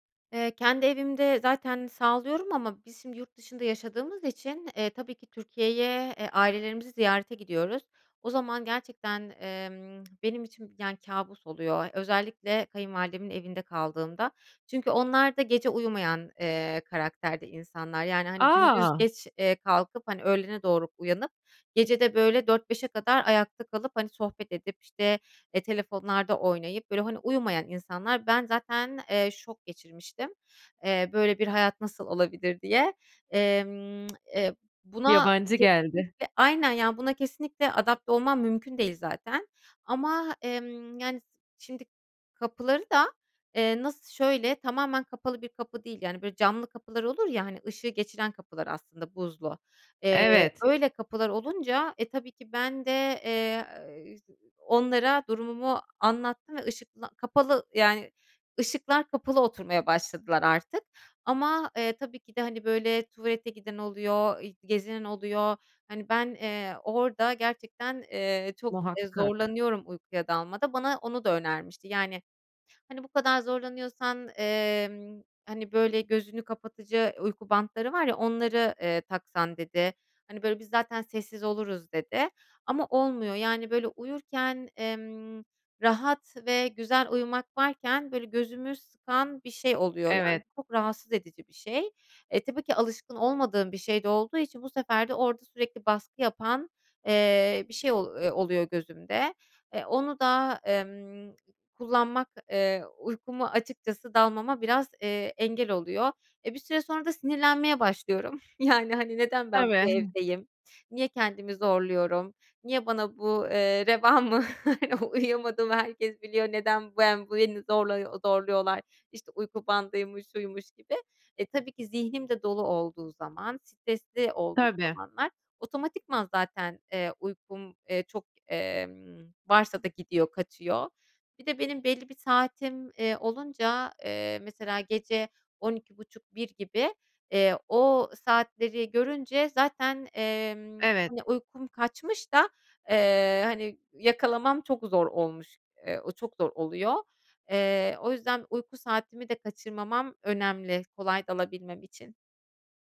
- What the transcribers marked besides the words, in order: other background noise; tsk; tsk; tapping; unintelligible speech; unintelligible speech; chuckle; laughing while speaking: "reva mı, uyuyamadığımı herkes"
- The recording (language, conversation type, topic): Turkish, advice, Seyahatte veya farklı bir ortamda uyku düzenimi nasıl koruyabilirim?